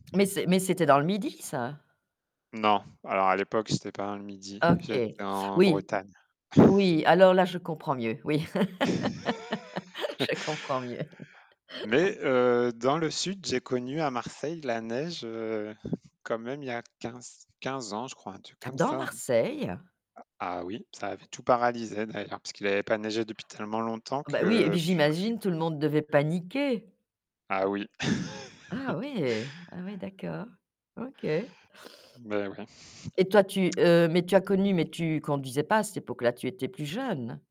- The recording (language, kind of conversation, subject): French, podcast, Comment expliquer simplement le changement climatique ?
- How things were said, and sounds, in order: chuckle; laugh; laugh; tapping; other noise; chuckle